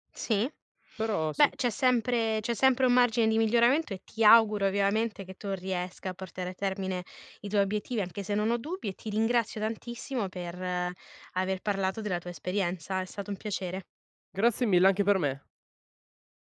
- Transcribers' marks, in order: tapping
- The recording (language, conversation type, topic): Italian, podcast, Come mantieni la motivazione nel lungo periodo?